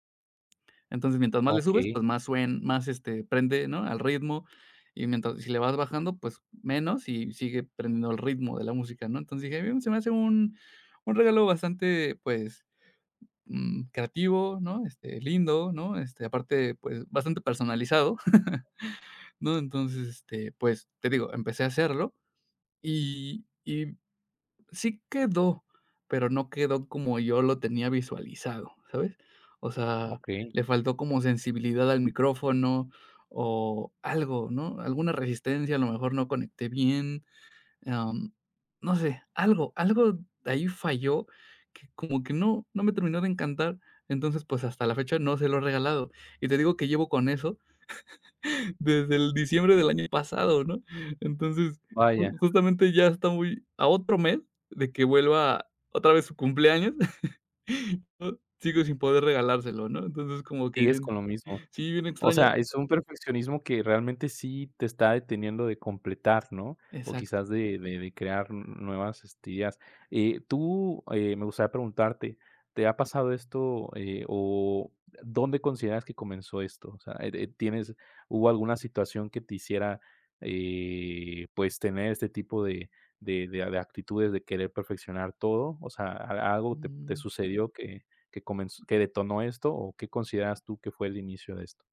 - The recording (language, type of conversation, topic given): Spanish, advice, ¿Cómo puedo superar la parálisis por perfeccionismo que me impide avanzar con mis ideas?
- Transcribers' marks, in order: tapping; other background noise; chuckle; chuckle; chuckle; laughing while speaking: "¿no?"